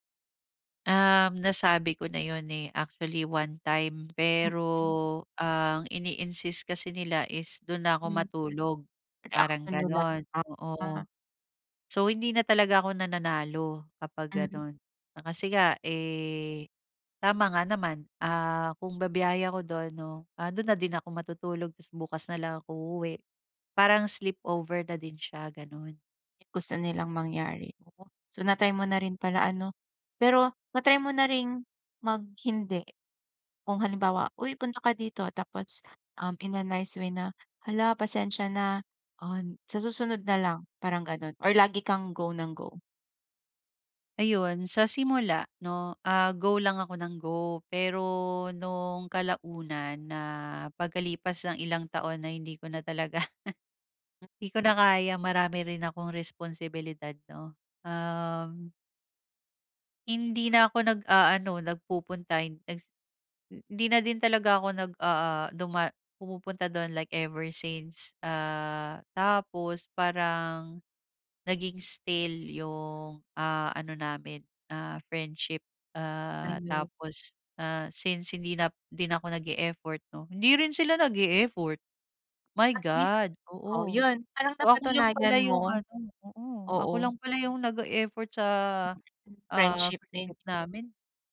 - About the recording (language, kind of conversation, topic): Filipino, advice, Paano ako magtatakda ng personal na hangganan sa mga party?
- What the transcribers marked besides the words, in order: unintelligible speech; tapping; laugh; angry: "My God!"; other background noise